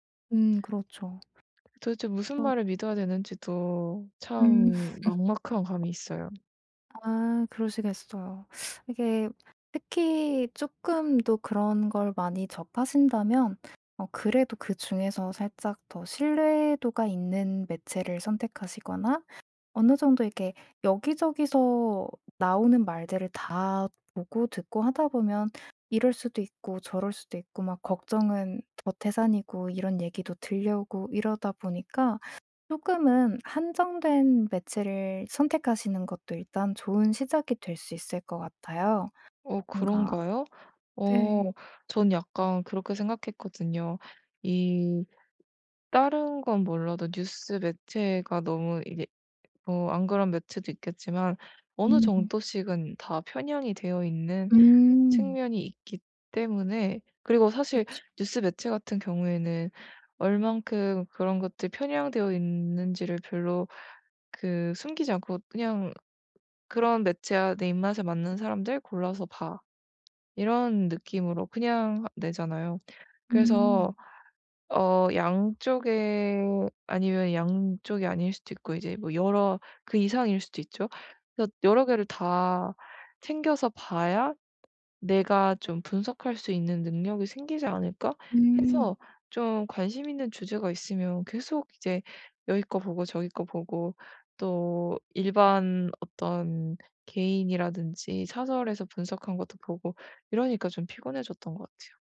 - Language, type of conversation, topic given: Korean, advice, 정보 과부하와 불확실성에 대한 걱정
- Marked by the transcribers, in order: tapping; laughing while speaking: "음"; teeth sucking